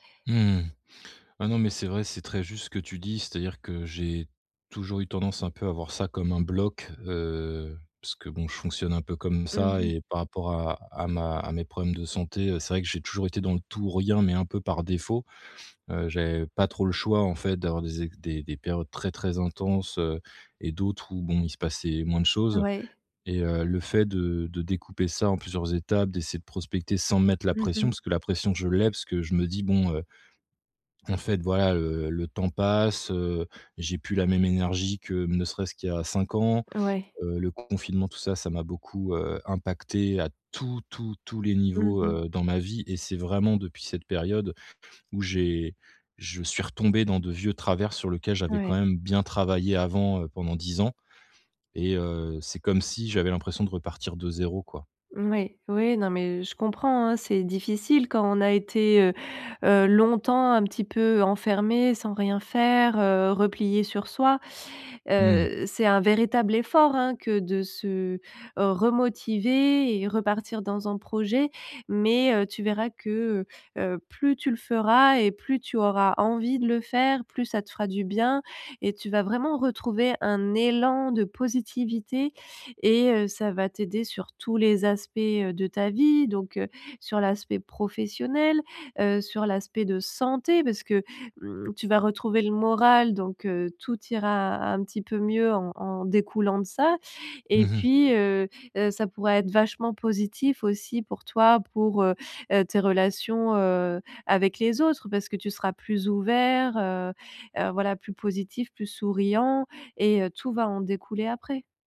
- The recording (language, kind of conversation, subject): French, advice, Comment agir malgré la peur d’échouer sans être paralysé par l’angoisse ?
- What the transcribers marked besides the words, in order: other background noise; stressed: "tous"